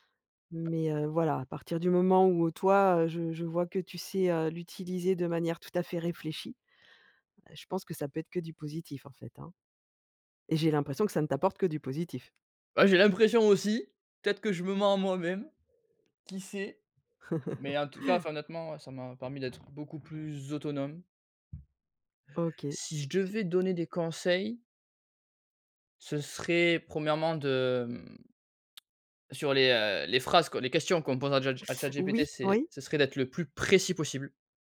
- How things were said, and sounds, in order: tapping; laugh; other background noise; stressed: "précis"
- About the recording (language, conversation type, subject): French, podcast, Comment utilises-tu internet pour apprendre au quotidien ?